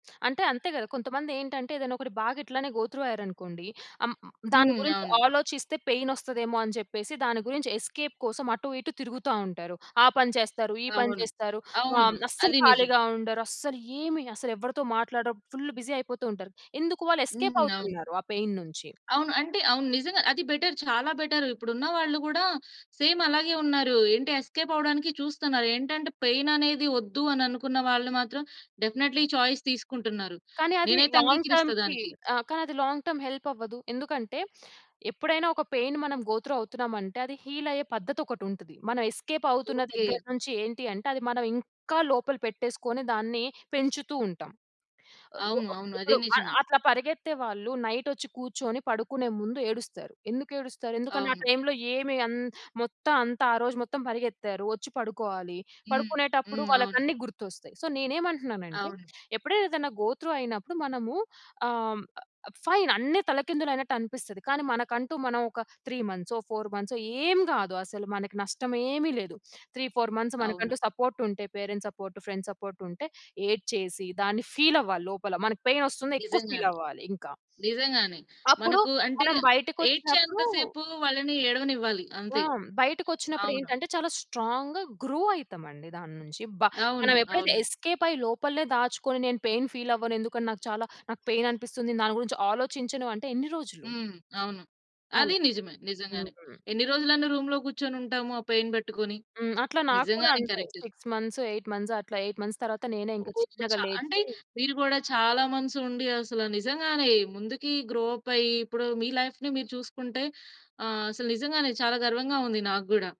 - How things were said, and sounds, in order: other noise; in English: "గో త్రూ"; in English: "పెయిన్"; in English: "ఎస్‌కేప్"; in English: "ఫుల్ బిజీ"; in English: "ఎస్‌కేప్"; in English: "పెయిన్"; in English: "బెటర్"; in English: "బెటర్"; in English: "సేమ్"; in English: "ఎస్కేప్"; in English: "పెయిన్"; in English: "డెఫినైట్‌లీ"; in English: "చాయిస్"; in English: "లాంగ్ టర్మ్‌కి"; in English: "లాంగ్ టర్మ్ హెల్ప్"; in English: "పెయిన్"; in English: "గో త్రూ"; in English: "హీల్"; in English: "ఎస్‌కేప్"; in English: "నైట్"; in English: "టైమ్‌లో"; in English: "సో"; in English: "గో త్రూ"; in English: "ఫైన్"; in English: "త్రీ మంత్సో, ఫౌర్ మంత్సో"; in English: "త్రీ, ఫౌర్ మంత్స్"; in English: "సపోర్ట్"; in English: "పేరెంట్స్ సపోర్ట్, ఫ్రెండ్స్ సపోర్ట్"; in English: "ఫీల్"; in English: "పెయిన్"; in English: "ఫీల్"; in English: "స్ట్రాంగ్‌గా గ్రో"; in English: "ఎస్‌కేప్"; in English: "పెయిన్ ఫీల్"; in English: "పెయిన్"; in English: "రూమ్‌లో"; in English: "పెయిన్"; in English: "కరెక్ట్"; in English: "సిక్స్, మంత్స్, ఎయిట్ మంత్స్"; in English: "ఎయిట్ మంత్స్"; in English: "మంత్స్"; in English: "గ్రో అప్"; in English: "లైఫ్‌ని"
- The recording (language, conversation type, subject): Telugu, podcast, బడ్జెట్ తక్కువగా ఉన్నా గదిని అందంగా ఎలా మార్చుకోవచ్చు?